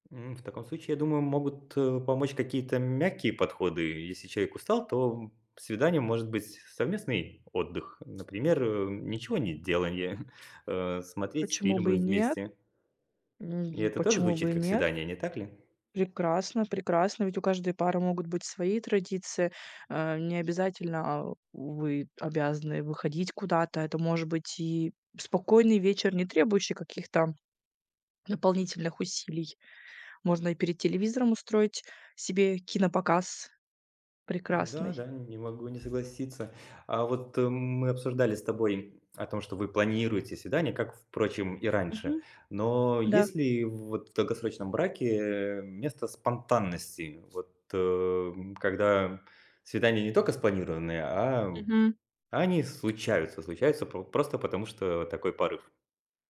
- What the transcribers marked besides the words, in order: other background noise; chuckle
- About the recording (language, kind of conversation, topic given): Russian, podcast, Как сохранить романтику в длительном браке?